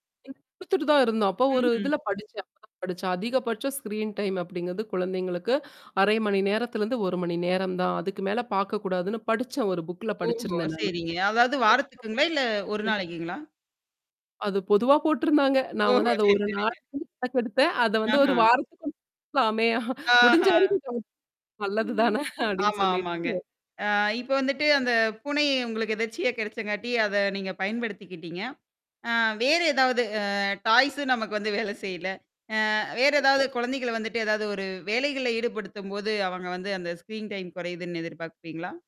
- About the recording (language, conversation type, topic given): Tamil, podcast, குழந்தைகளின் திரை நேரத்திற்கு நீங்கள் எந்த விதிமுறைகள் வைத்திருக்கிறீர்கள்?
- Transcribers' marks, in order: unintelligible speech; other noise; in English: "ஸ்கிரீன் டைம்"; other background noise; unintelligible speech; distorted speech; unintelligible speech; mechanical hum; unintelligible speech; chuckle; in English: "டாய்ஸ்ம்"; in English: "ஸ்கிரீன் டைம்"